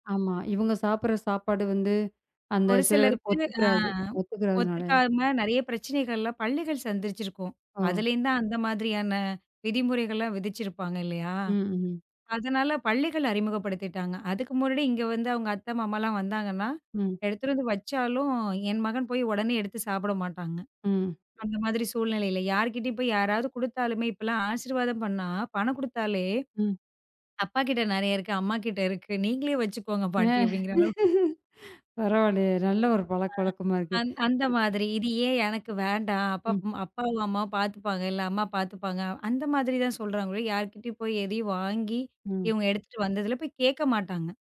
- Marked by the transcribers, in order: tapping; other background noise; laughing while speaking: "அ. பரவாயில்ல. நல்ல ஒரு பழக்கவழக்கமா இருக்கே"; other noise
- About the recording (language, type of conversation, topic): Tamil, podcast, பிள்ளைகளிடம் எல்லைகளை எளிதாகக் கற்பிப்பதற்கான வழிகள் என்னென்ன என்று நீங்கள் நினைக்கிறீர்கள்?